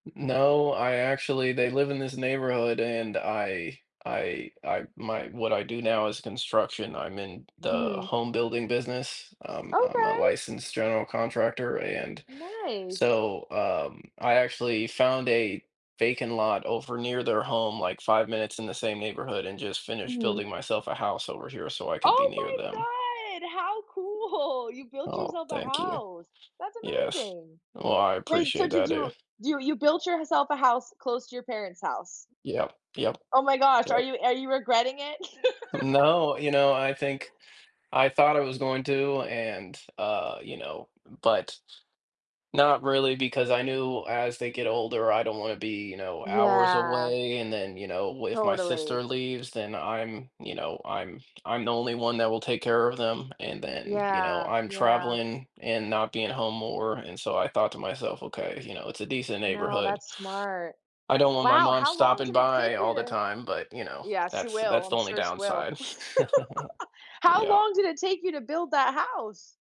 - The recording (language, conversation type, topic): English, unstructured, In what ways can sibling relationships shape who we become as individuals?
- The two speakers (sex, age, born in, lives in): female, 30-34, Germany, United States; male, 30-34, United States, United States
- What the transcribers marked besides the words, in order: tapping; laughing while speaking: "cool!"; other background noise; laugh; laugh; chuckle